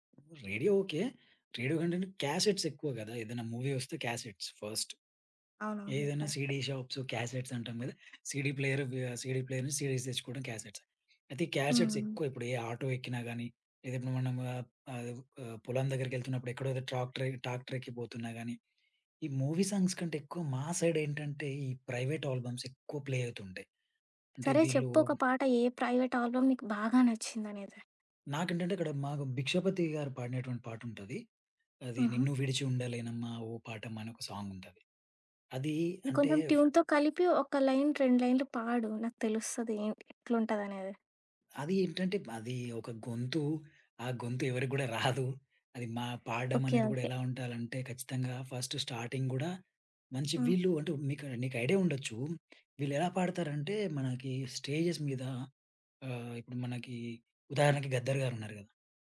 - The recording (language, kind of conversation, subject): Telugu, podcast, ఏ సంగీతం వింటే మీరు ప్రపంచాన్ని మర్చిపోతారు?
- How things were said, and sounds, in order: in English: "క్యాసెట్స్"; in English: "మూవీ"; in English: "క్యాసెట్స్ ఫస్ట్"; in English: "సీడీ షాప్స్ క్యాసెట్స్"; in English: "కరెక్ట్"; in English: "సీడీ ప్లేయర్ సీడీ ప్లేయర్ సీడీస్"; in English: "క్యాసెట్స్"; in English: "క్యాసెట్స్"; in English: "ట్రాక్టర్"; in English: "మూవీ సాంగ్స్"; in English: "సైడ్"; in English: "ప్రైవేట్ ఆల్బమ్స్"; tapping; in English: "ప్లే"; in English: "ప్రైవేట్ ఆల్బమ్"; in English: "సాంగ్"; in English: "ట్యూన్‌తో"; in English: "లైన్"; chuckle; in English: "ఫస్ట్ స్టార్టింగ్"; in English: "స్టేజెస్"